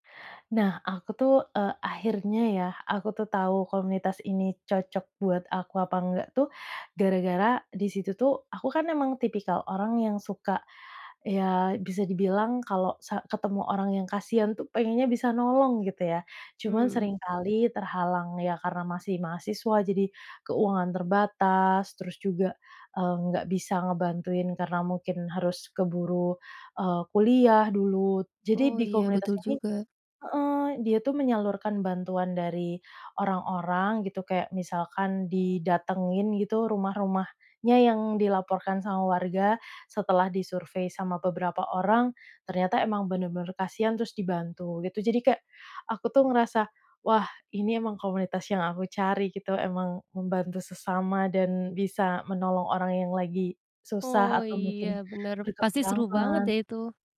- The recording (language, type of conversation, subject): Indonesian, podcast, Gimana cara kamu tahu apakah sebuah komunitas cocok untuk dirimu?
- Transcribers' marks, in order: other background noise; background speech